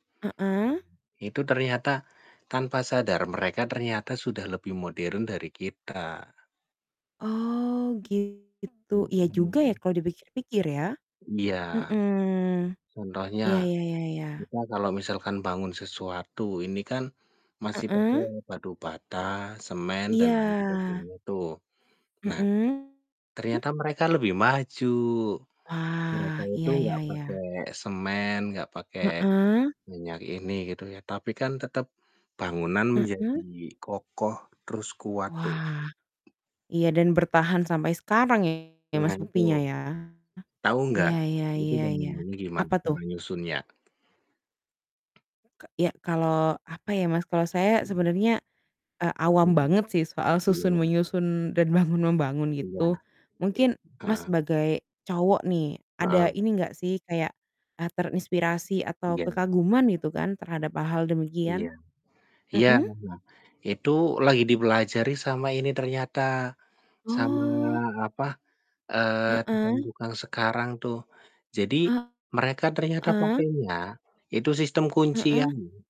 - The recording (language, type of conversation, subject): Indonesian, unstructured, Peristiwa sejarah apa yang menurutmu masih berdampak hingga sekarang?
- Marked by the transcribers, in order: distorted speech; tapping; other background noise; laughing while speaking: "bangun"